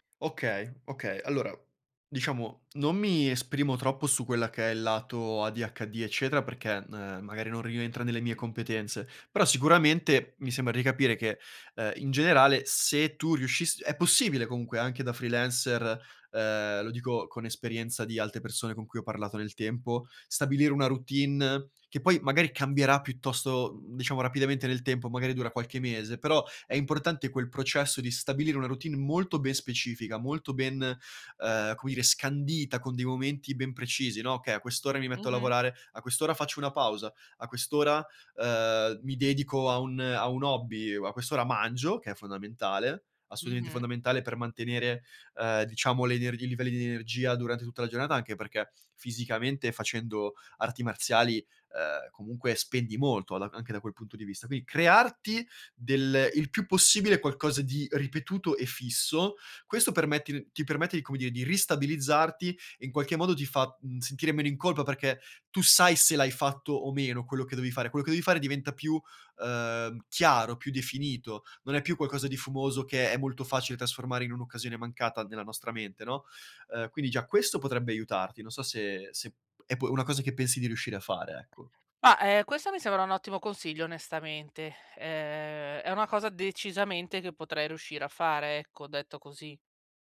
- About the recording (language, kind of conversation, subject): Italian, advice, Come posso bilanciare la mia ambizione con il benessere quotidiano senza esaurirmi?
- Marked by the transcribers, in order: in English: "freelancer"; tapping